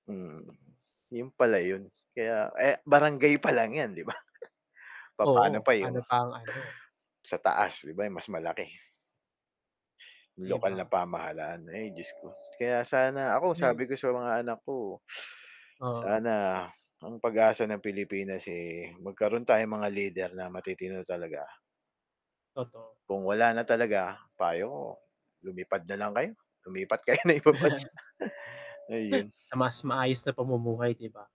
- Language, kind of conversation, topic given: Filipino, unstructured, Anu-ano ang mga pangyayaring nagdulot ng malaking pagbabago sa kasaysayan?
- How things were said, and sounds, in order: other background noise; scoff; static; mechanical hum; teeth sucking; chuckle; laughing while speaking: "kayo ng ibang bansa"